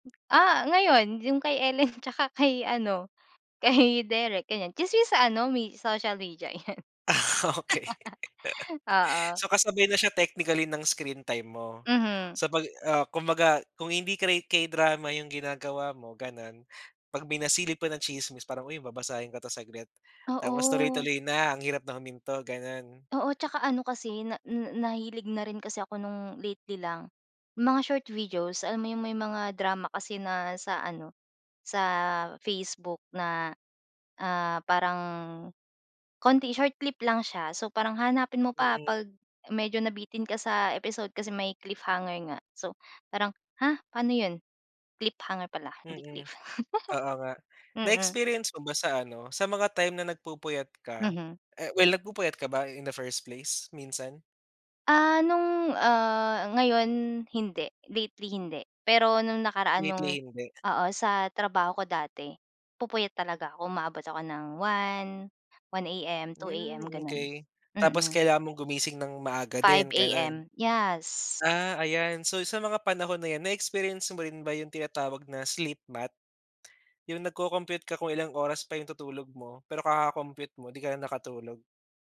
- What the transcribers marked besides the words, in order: laughing while speaking: "Ah okey"; chuckle; laugh; chuckle
- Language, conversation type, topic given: Filipino, podcast, Ano ang papel ng tulog sa pamamahala mo ng stress?